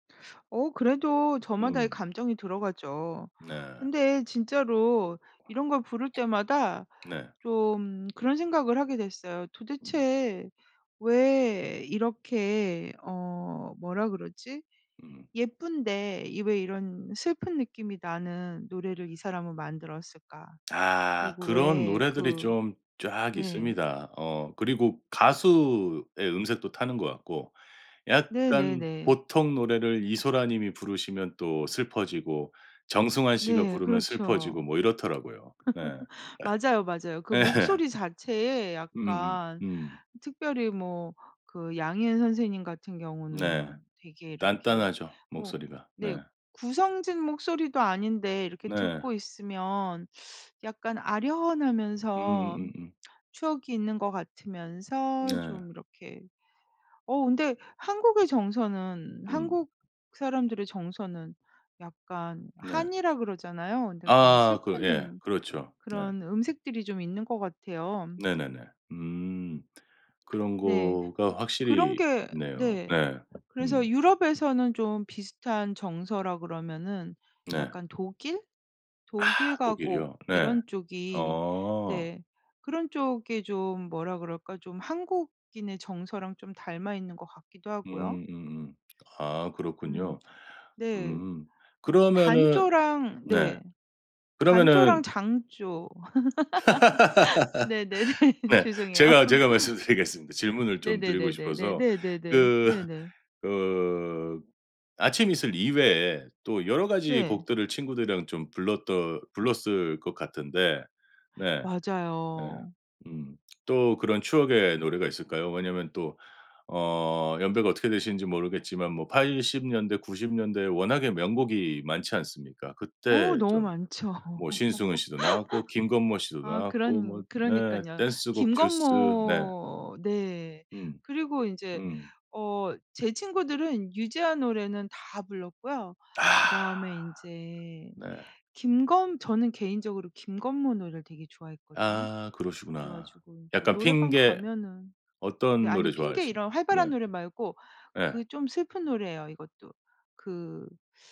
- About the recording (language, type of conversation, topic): Korean, podcast, 친구들과 함께 부르던 추억의 노래가 있나요?
- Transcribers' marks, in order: other background noise; tapping; laugh; laugh; lip smack; laugh; laughing while speaking: "네네네. 죄송해요"; laugh; laugh; laugh; laugh